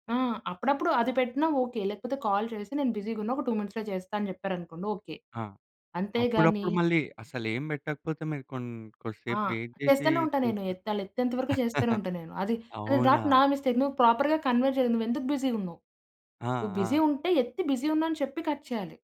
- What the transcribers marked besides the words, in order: in English: "కాల్"; in English: "బిజీగా"; in English: "టూ మినిట్స్‌లో"; in English: "వేయిట్"; in English: "నాట్"; laugh; in English: "మిస్టేక్"; in English: "ప్రాపర్‌గా కన్వే"; in English: "బిజీగా"; in English: "బిజీ"; in English: "బిజీ"; in English: "కట్"
- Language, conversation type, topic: Telugu, podcast, ఒకరు మీ సందేశాన్ని చూసి కూడా వెంటనే జవాబు ఇవ్వకపోతే మీరు ఎలా భావిస్తారు?